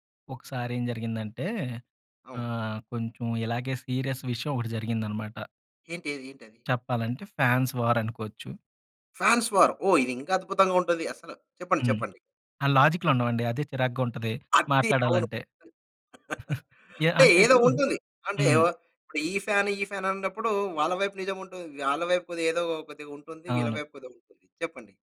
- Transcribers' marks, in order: in English: "సీరియస్"; in English: "ఫ్యాన్స్"; in English: "ఫ్యాన్స్"; chuckle; giggle
- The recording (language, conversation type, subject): Telugu, podcast, ఘర్షణ ఏర్పడినప్పుడు మధ్యవర్తిగా మీరు సాధారణంగా ఎలా వ్యవహరిస్తారు?